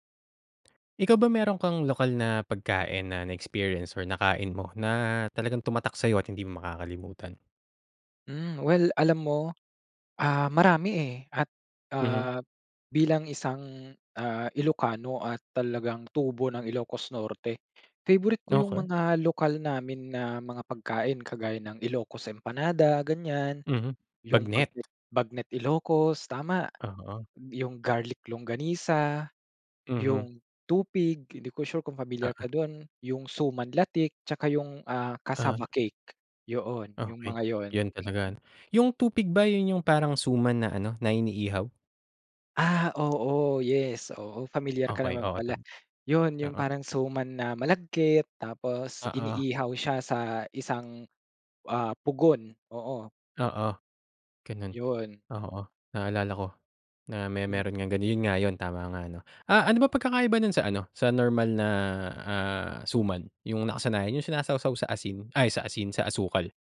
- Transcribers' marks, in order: none
- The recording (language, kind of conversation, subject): Filipino, podcast, Anong lokal na pagkain ang hindi mo malilimutan, at bakit?